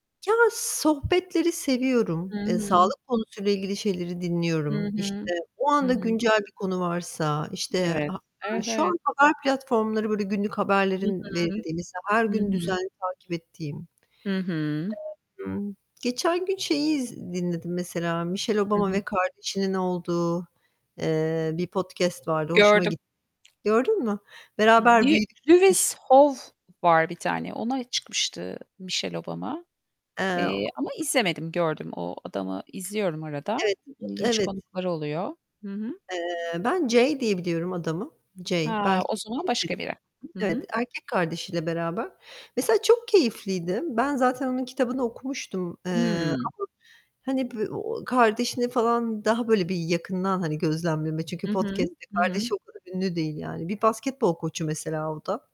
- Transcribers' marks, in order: static; other background noise; distorted speech; unintelligible speech; unintelligible speech; unintelligible speech
- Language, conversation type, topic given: Turkish, unstructured, Sağlık sorunları nedeniyle sevdiğiniz sporu yapamamak size nasıl hissettiriyor?